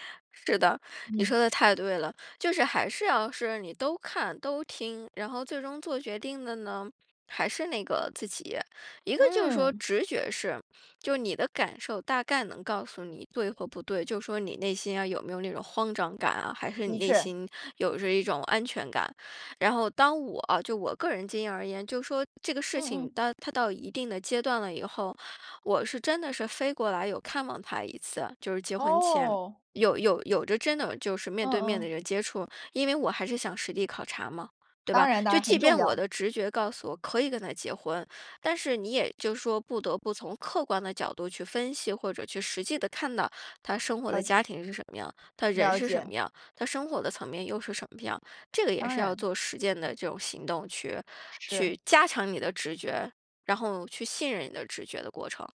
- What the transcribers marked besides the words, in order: "它" said as "搭"
- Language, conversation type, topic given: Chinese, podcast, 做决定时你更相信直觉还是更依赖数据？